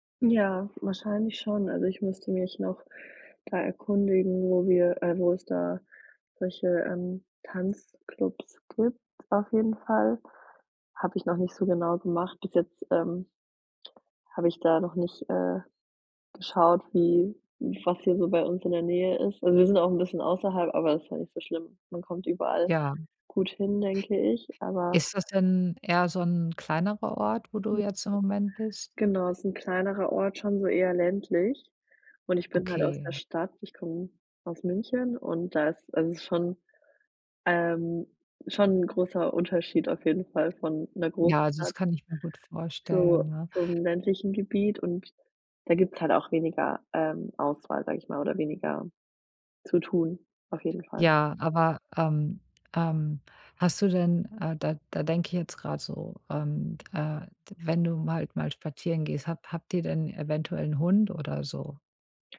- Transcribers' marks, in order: unintelligible speech
- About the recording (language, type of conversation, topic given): German, advice, Wie kann ich entspannt neue Leute kennenlernen, ohne mir Druck zu machen?